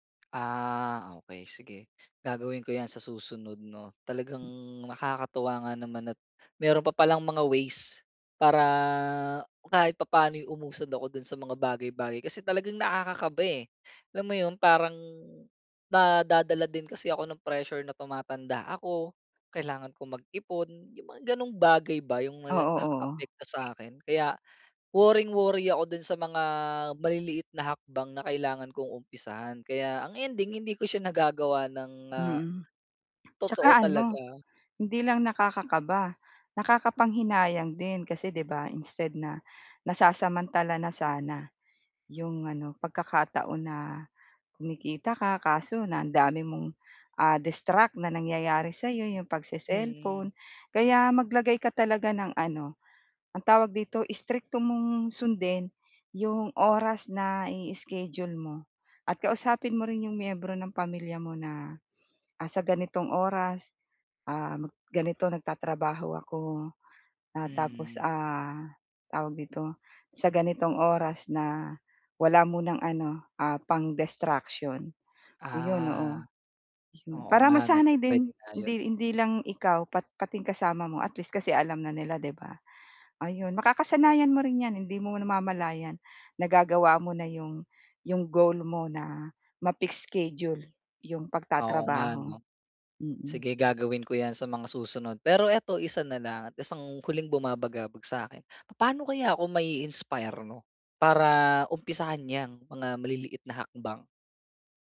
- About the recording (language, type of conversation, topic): Filipino, advice, Paano ako makakagawa ng pinakamaliit na susunod na hakbang patungo sa layunin ko?
- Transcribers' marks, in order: other background noise; in English: "pang-destruction"